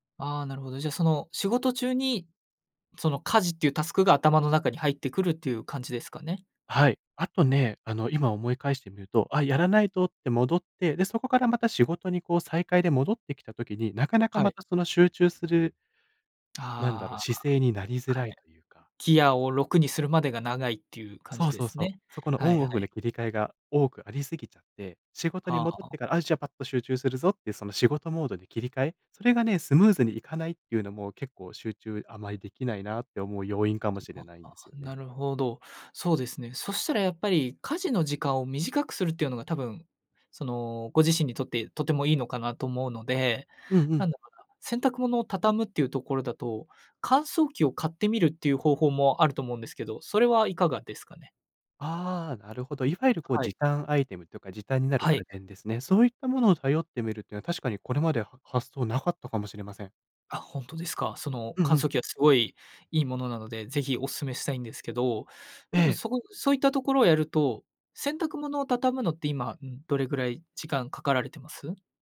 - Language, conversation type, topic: Japanese, advice, 集中するためのルーティンや環境づくりが続かないのはなぜですか？
- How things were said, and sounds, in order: other noise